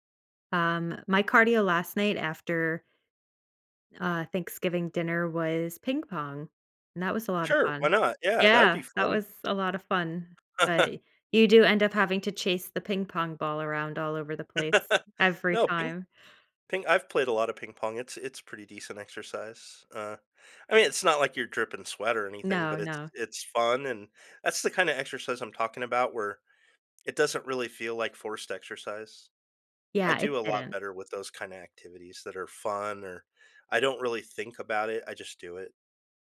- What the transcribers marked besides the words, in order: tapping; other background noise; chuckle; laugh
- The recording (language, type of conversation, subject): English, unstructured, How can I motivate myself on days I have no energy?